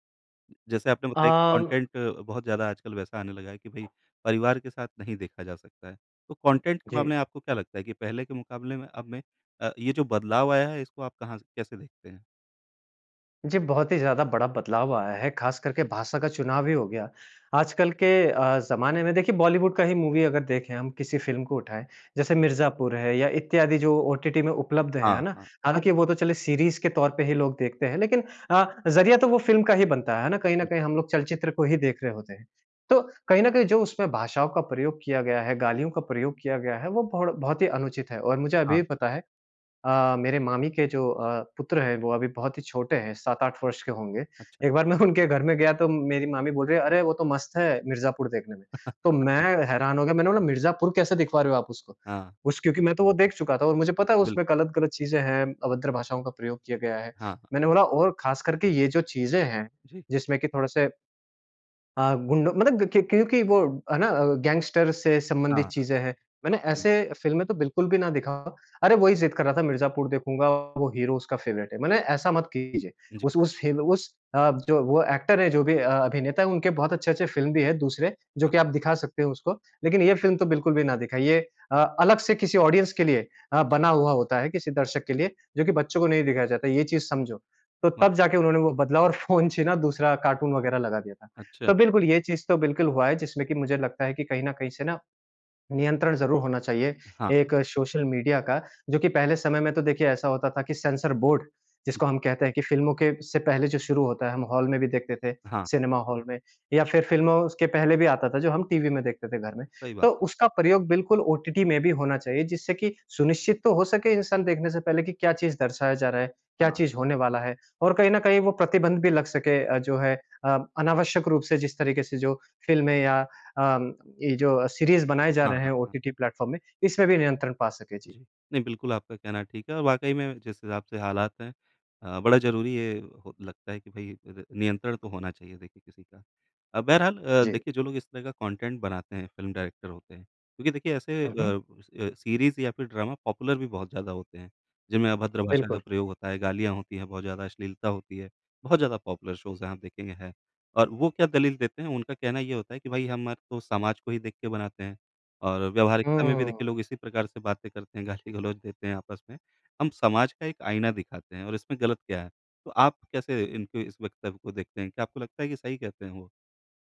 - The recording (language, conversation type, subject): Hindi, podcast, सोशल मीडिया ने फिल्में देखने की आदतें कैसे बदलीं?
- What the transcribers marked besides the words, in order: in English: "कॉन्टेंट"; other background noise; in English: "कॉन्टेंट"; in English: "मूवी"; in English: "फ़िल्म"; in English: "ओटीटी"; in English: "सीरीज़"; in English: "फ़िल्म"; laughing while speaking: "एक बार मैं उनके"; laugh; in English: "गैंगस्टर"; in English: "फ़िल्में"; in English: "फ़ेवरेट"; in English: "एक्टर"; in English: "फ़िल्म"; in English: "फ़िल्म"; in English: "ऑडियंस"; in English: "कार्टून"; in English: "सेंसर बोर्ड"; in English: "हॉल"; in English: "सिनेमा हॉल"; in English: "ओटीटी"; in English: "सीरीज़"; in English: "ओटीटी प्लेटफ़ॉर्म"; in English: "कॉन्टेंट"; in English: "फ़िल्म डायरेक्टर"; in English: "सीरीज़"; in English: "ड्रामा पॉपुलर"; in English: "पॉपुलर शोज़"; laughing while speaking: "गाली-गलौच देते हैं आपस में"